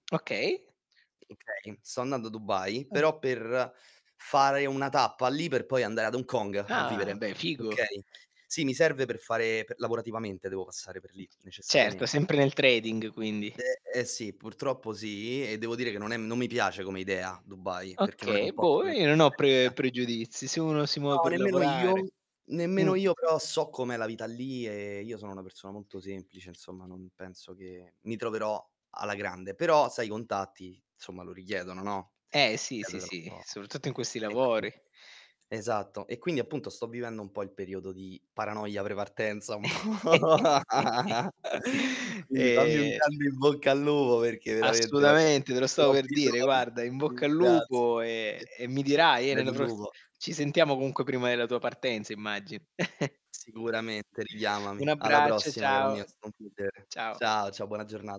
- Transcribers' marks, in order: distorted speech; other background noise; tapping; other noise; in English: "trading"; unintelligible speech; chuckle; laughing while speaking: "un po'"; laugh; chuckle
- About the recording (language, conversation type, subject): Italian, unstructured, Che consiglio daresti al tuo io più giovane?